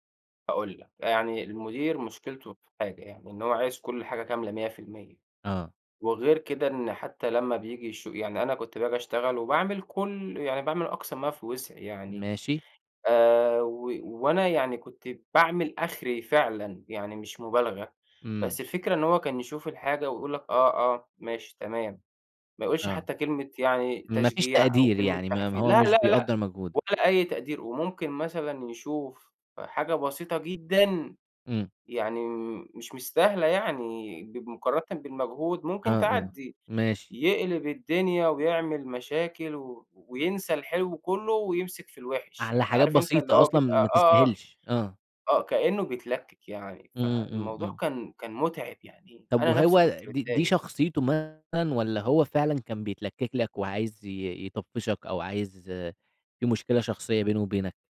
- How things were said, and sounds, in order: none
- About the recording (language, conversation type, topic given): Arabic, podcast, إيه العلامات اللي بتقول إن شغلك بيستنزفك؟